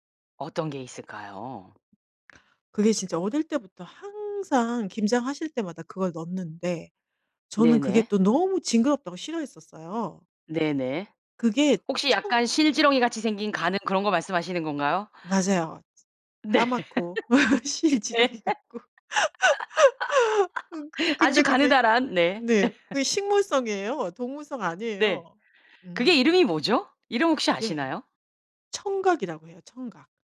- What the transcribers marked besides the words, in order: other background noise; laughing while speaking: "네. 네"; laugh; laughing while speaking: "실지렁이 같고"; laugh; laugh
- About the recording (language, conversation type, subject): Korean, podcast, 가족에게서 대대로 전해 내려온 음식이나 조리법이 있으신가요?